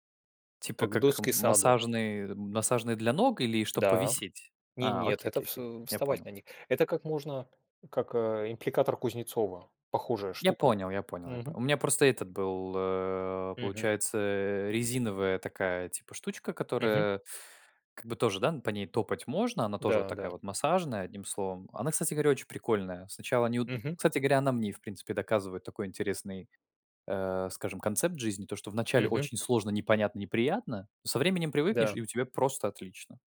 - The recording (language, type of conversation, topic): Russian, unstructured, Как спорт помогает справляться со стрессом?
- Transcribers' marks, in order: tapping; "аппликатор" said as "импликатор"